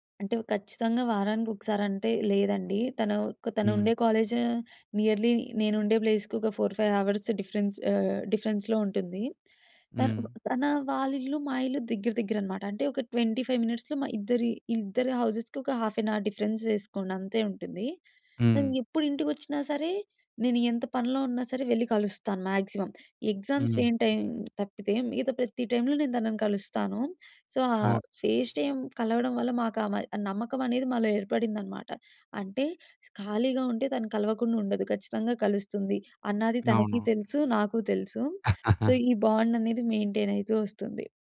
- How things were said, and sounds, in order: in English: "కాలేజ్ నియర్లీ"; in English: "ఫోర్ ఫైవ్ హవర్స్ డిఫరెన్స్"; in English: "డిఫరెన్స్‌లో"; in English: "ట్వెంటీ ఫైవ్ మినిట్స్‌లో"; in English: "హౌసెస్‌కి"; in English: "హాఫ్ అన్ అవర్ డిఫరెన్స్"; in English: "మాక్సిమం. ఎగ్జామ్స్"; in English: "సో"; in English: "ఫేస్ టైమ్"; in English: "సో"; chuckle; in English: "బాండ్"; in English: "మెయింటైన్"
- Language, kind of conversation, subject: Telugu, podcast, ఫేస్‌టు ఫేస్ కలవడం ఇంకా అవసరమా? అయితే ఎందుకు?